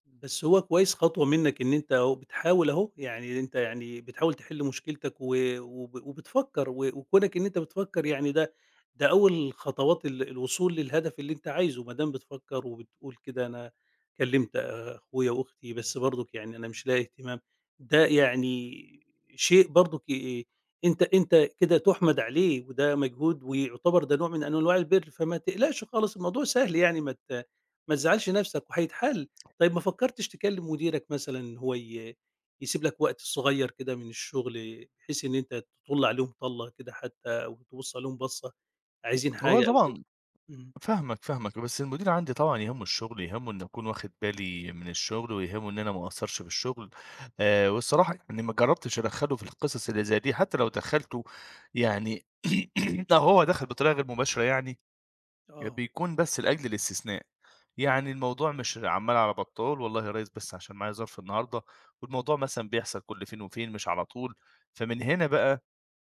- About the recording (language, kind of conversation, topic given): Arabic, advice, إزاي أوازن بين شغلي ورعاية أبويا وأمي الكبار في السن؟
- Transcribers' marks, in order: tapping; throat clearing